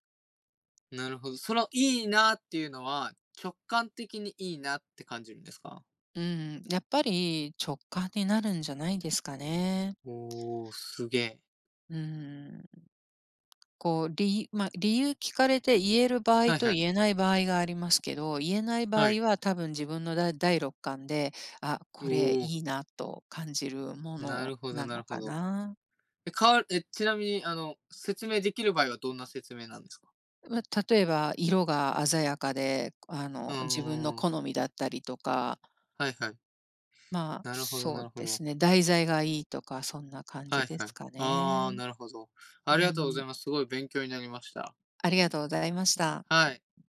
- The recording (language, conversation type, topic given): Japanese, unstructured, おすすめの旅行先はどこですか？
- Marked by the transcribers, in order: "直感" said as "きょっかん"; other background noise